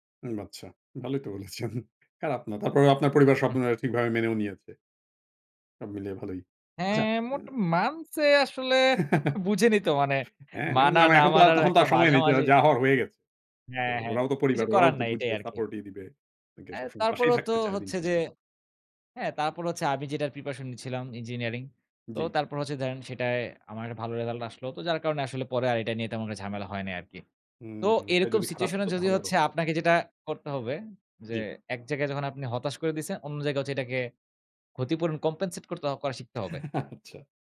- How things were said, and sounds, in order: laughing while speaking: "বলেছেন"; drawn out: "হ্যাঁ, মোট মানসে আসলে"; giggle; unintelligible speech; in English: "preparation"; in English: "situation"; in English: "compensate"; laughing while speaking: "আচ্ছা"
- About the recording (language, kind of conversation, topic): Bengali, podcast, পরিবার বা সমাজের চাপের মধ্যেও কীভাবে আপনি নিজের সিদ্ধান্তে অটল থাকেন?